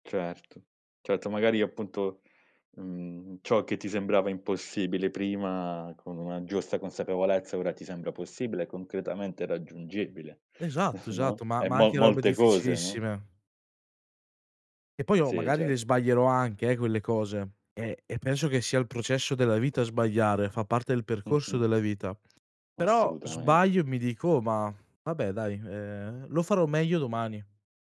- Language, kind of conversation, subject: Italian, podcast, Come costruisci la fiducia in te stesso giorno dopo giorno?
- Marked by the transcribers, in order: chuckle